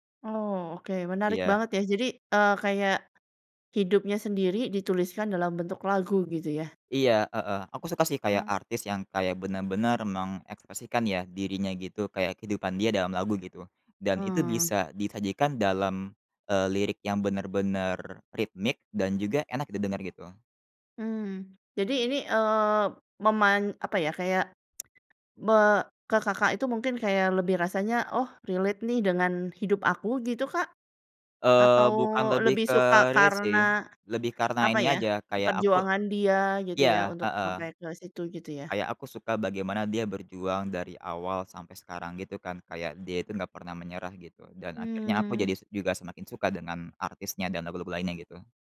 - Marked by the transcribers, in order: other background noise; tsk; in English: "relate"; in English: "relate"; tapping
- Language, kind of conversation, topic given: Indonesian, podcast, Ada lagu yang selalu bikin kamu nostalgia? Kenapa ya?